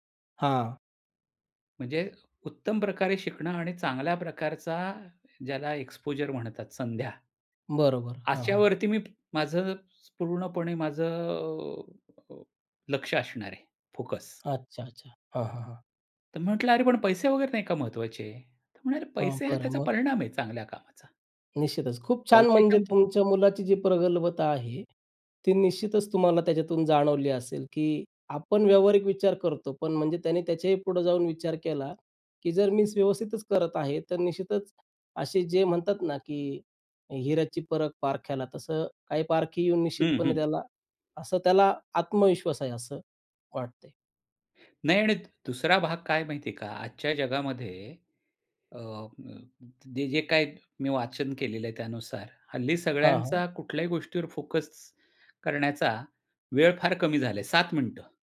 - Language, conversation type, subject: Marathi, podcast, थोडा त्याग करून मोठा फायदा मिळवायचा की लगेच फायदा घ्यायचा?
- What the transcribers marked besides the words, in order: in English: "एक्स्पोजर"; other background noise; in English: "मीन्स"